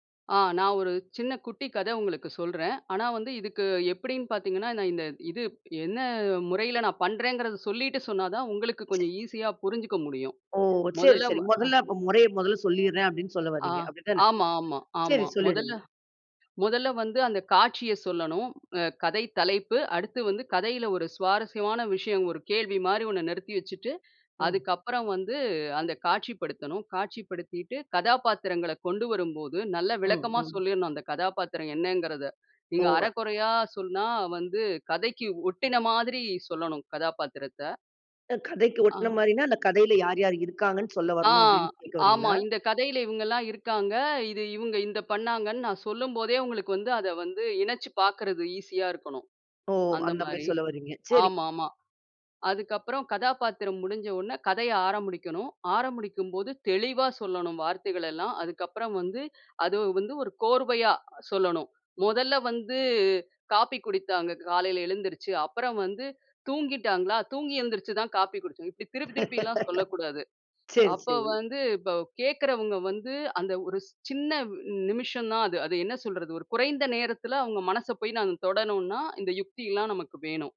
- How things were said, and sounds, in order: other background noise; "ஆரம்பிக்கணும்" said as "ஆரமுடிக்கணும்"; "ஆரம்பிக்கும்" said as "ஆரமுடிக்கும்"; laugh
- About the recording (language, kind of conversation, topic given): Tamil, podcast, கதை சொல்லலைப் பயன்படுத்தி மக்கள் மனதை எப்படிச் ஈர்க்கலாம்?